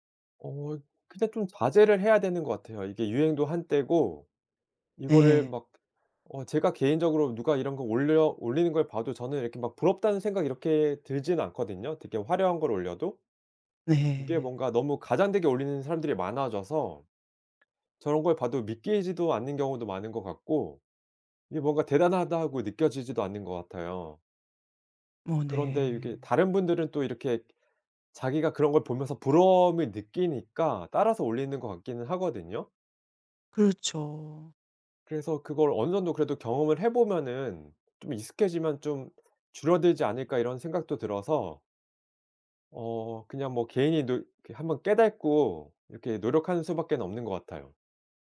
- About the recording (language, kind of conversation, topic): Korean, podcast, 다른 사람과의 비교를 멈추려면 어떻게 해야 할까요?
- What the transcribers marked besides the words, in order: other background noise; "깨닫고" said as "깨달고"